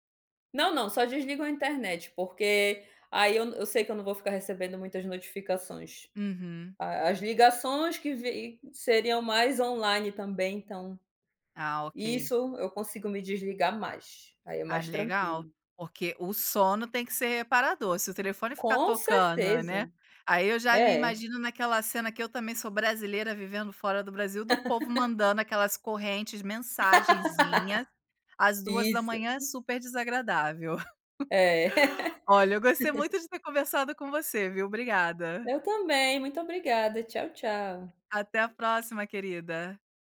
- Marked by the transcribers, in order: laugh; tapping; laugh; laugh
- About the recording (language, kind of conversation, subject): Portuguese, podcast, Como usar o celular sem perder momentos importantes na vida?